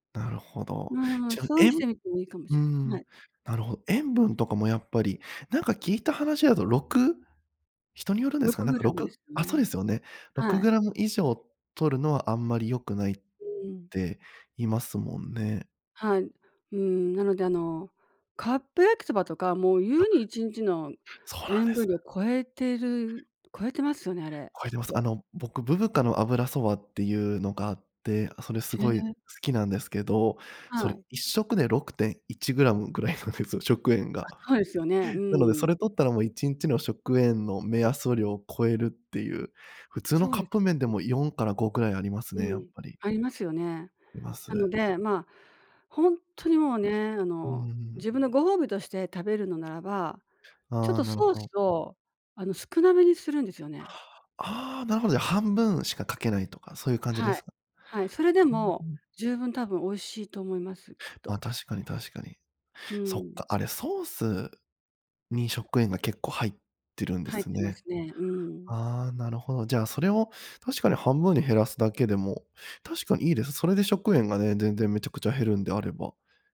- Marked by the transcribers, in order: laughing while speaking: "ぐらいなんですよ"; other noise
- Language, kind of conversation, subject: Japanese, advice, なぜ健康的な食事を続ける習慣が身につかないのでしょうか？